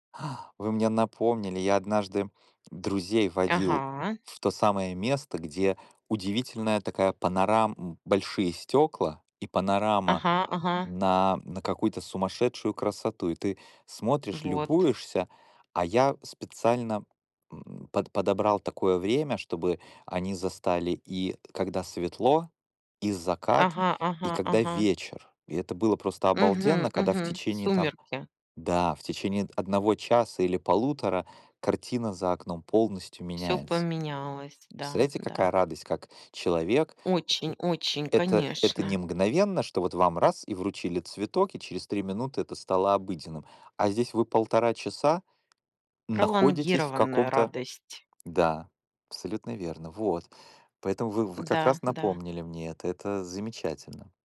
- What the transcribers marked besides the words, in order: joyful: "А"; other background noise; tapping
- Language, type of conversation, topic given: Russian, unstructured, Как вы отмечаете маленькие радости жизни?